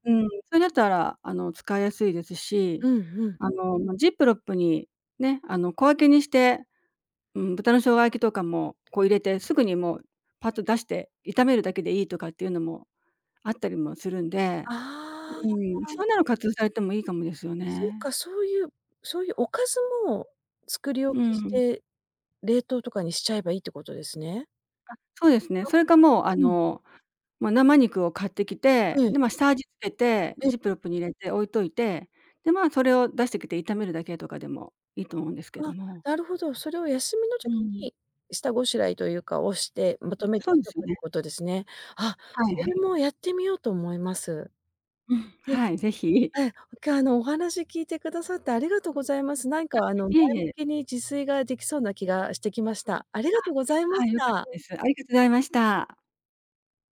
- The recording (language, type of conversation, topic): Japanese, advice, 仕事が忙しくて自炊する時間がないのですが、どうすればいいですか？
- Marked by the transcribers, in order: "ジップロック" said as "ジップロップ"; other background noise; "ジップロック" said as "ジップロップ"